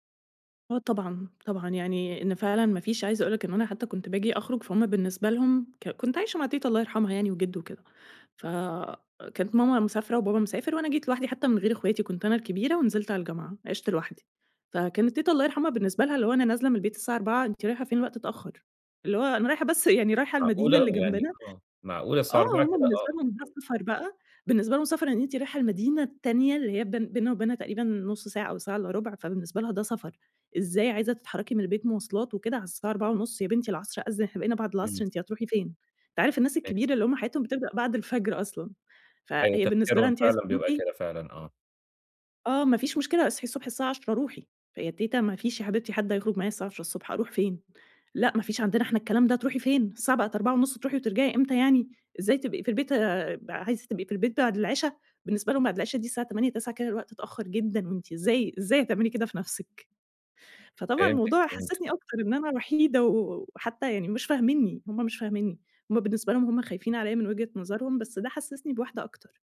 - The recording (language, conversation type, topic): Arabic, advice, إزاي أتعامل مع إحساس العزلة أثناء العطلات والاحتفالات؟
- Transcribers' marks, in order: tapping; other background noise